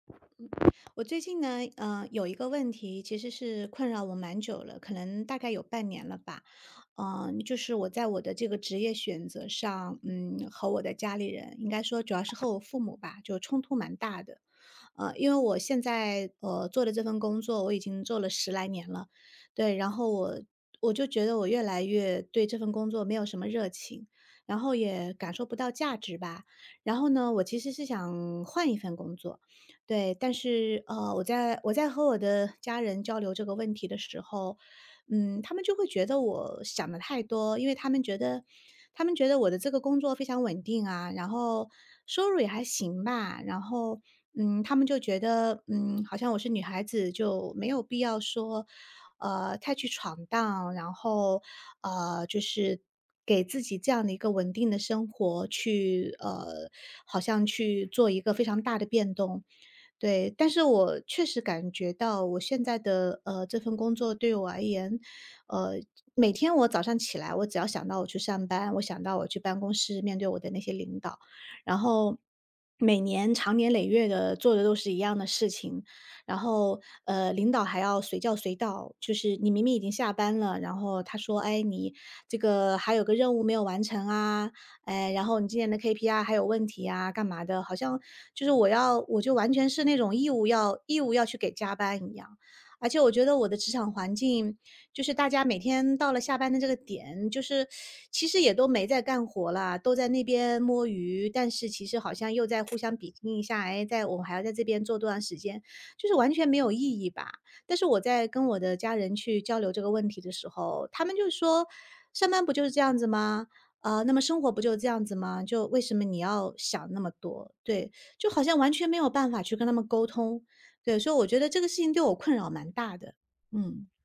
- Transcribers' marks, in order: other background noise; tapping
- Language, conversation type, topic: Chinese, advice, 当你选择不同的生活方式却被家人朋友不理解或责备时，你该如何应对？